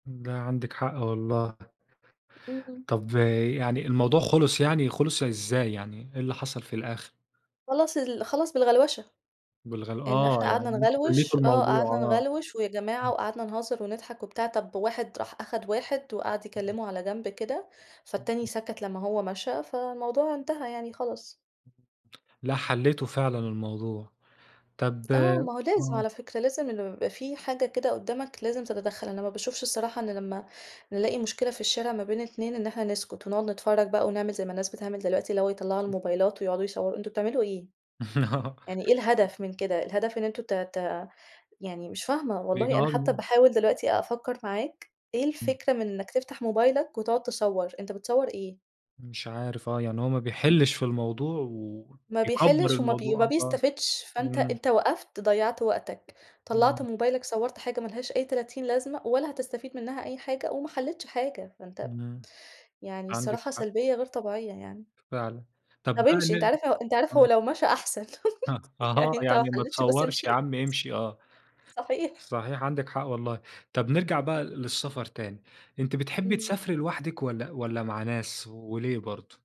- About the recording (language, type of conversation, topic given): Arabic, podcast, إيه أجمل رحلة سافرت فيها في حياتك؟
- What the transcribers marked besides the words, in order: tapping; unintelligible speech; unintelligible speech; unintelligible speech; unintelligible speech; unintelligible speech; laugh; other background noise; unintelligible speech; laugh; laughing while speaking: "يعني أنت ما حليتش بس امشِ"; unintelligible speech